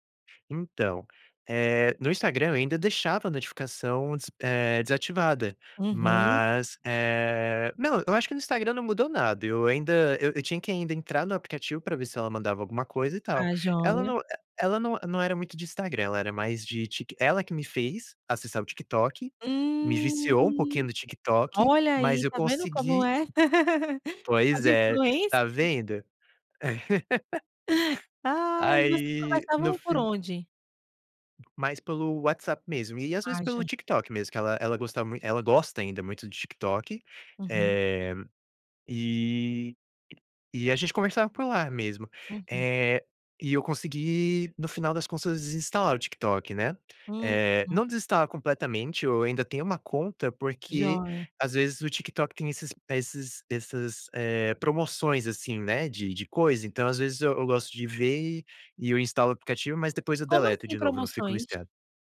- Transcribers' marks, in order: tapping; laugh; giggle; other background noise
- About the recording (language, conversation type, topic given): Portuguese, podcast, Como você organiza suas notificações e interrupções digitais?
- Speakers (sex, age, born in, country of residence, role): female, 35-39, Brazil, Portugal, host; male, 20-24, Brazil, United States, guest